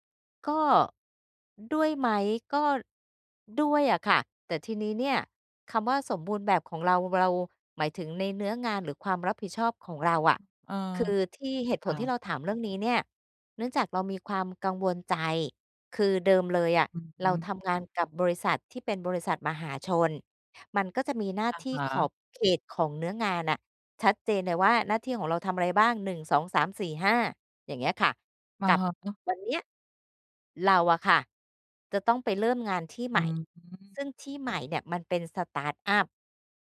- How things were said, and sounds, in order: in English: "สตาร์ตอัป"
- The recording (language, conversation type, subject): Thai, advice, ทำไมฉันถึงกลัวที่จะเริ่มงานใหม่เพราะความคาดหวังว่าตัวเองต้องทำได้สมบูรณ์แบบ?